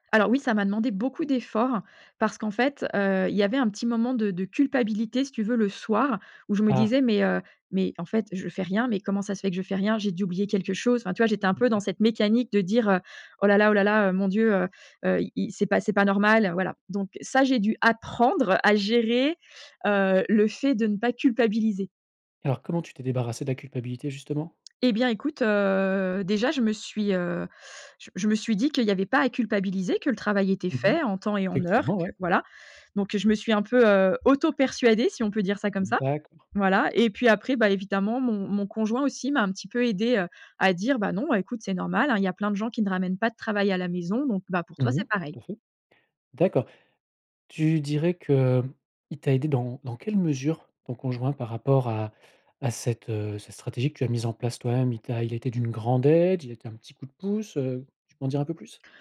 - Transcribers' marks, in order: other background noise; stressed: "apprendre"; stressed: "grande"
- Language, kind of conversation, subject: French, podcast, Comment trouver un bon équilibre entre le travail et la vie de famille ?